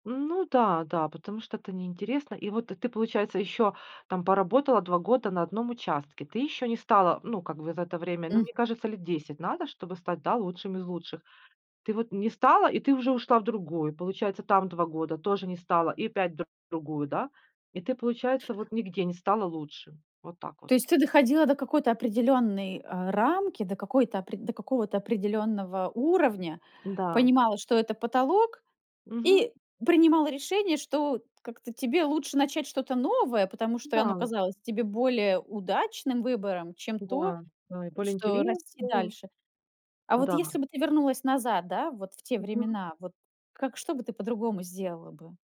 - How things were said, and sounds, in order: none
- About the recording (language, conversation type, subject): Russian, podcast, Как ты сейчас понимаешь, что такое успех в работе?